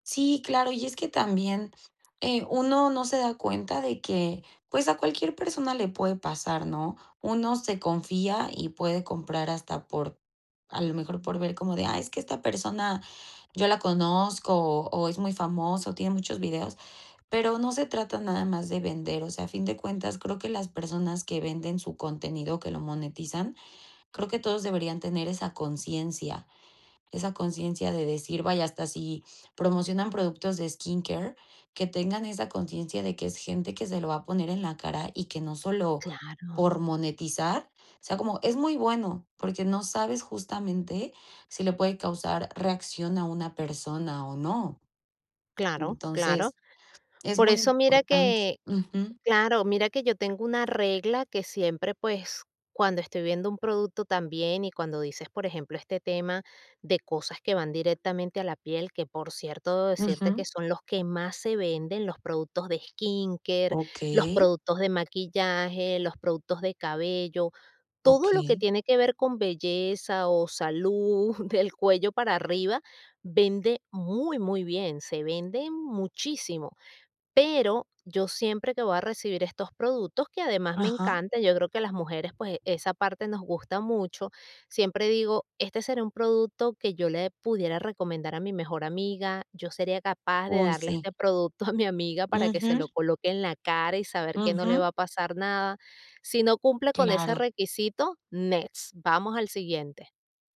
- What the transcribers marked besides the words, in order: tapping; other background noise; laughing while speaking: "del"; laughing while speaking: "a"
- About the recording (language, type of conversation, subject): Spanish, podcast, ¿Cómo monetizas tu contenido sin perder credibilidad?